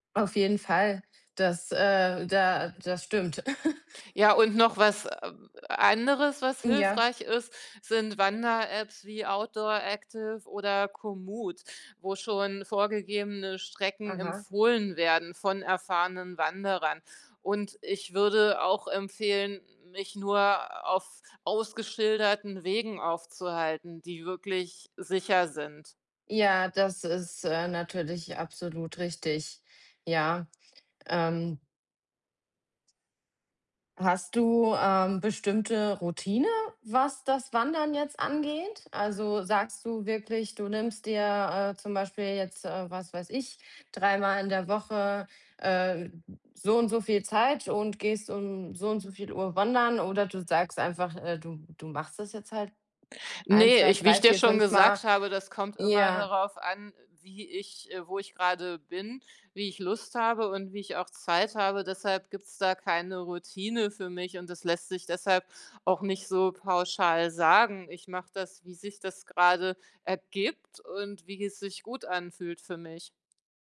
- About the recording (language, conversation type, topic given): German, podcast, Wie planst du eine perfekte Wandertour?
- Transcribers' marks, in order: giggle; other background noise